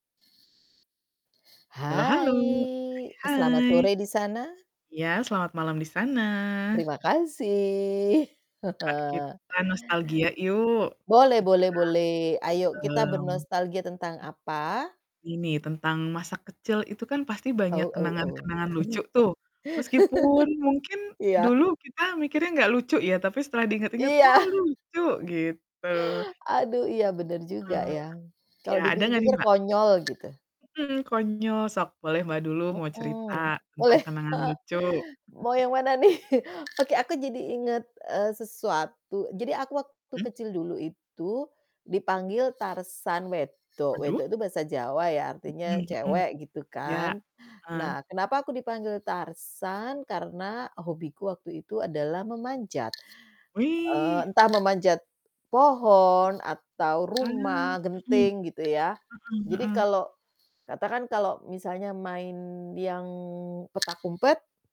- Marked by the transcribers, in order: drawn out: "Hai"; static; other background noise; chuckle; distorted speech; laugh; chuckle; in Sundanese: "sok"; chuckle; laughing while speaking: "nih?"; chuckle; in Javanese: "wedok"; in English: "Wedok"
- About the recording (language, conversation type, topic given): Indonesian, unstructured, Apa kenangan paling lucu yang kamu miliki dari masa kecilmu?